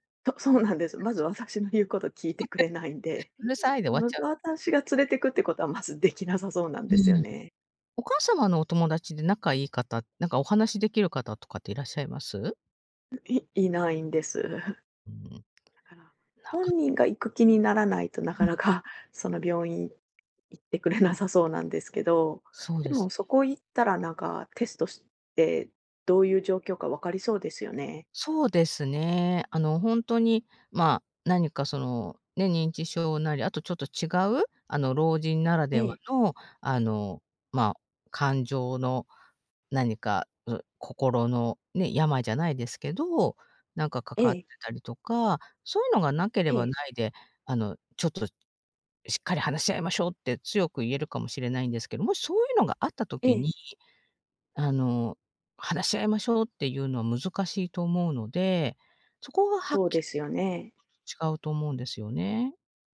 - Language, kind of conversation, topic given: Japanese, advice, 家族とのコミュニケーションを改善するにはどうすればよいですか？
- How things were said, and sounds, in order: unintelligible speech; other noise; unintelligible speech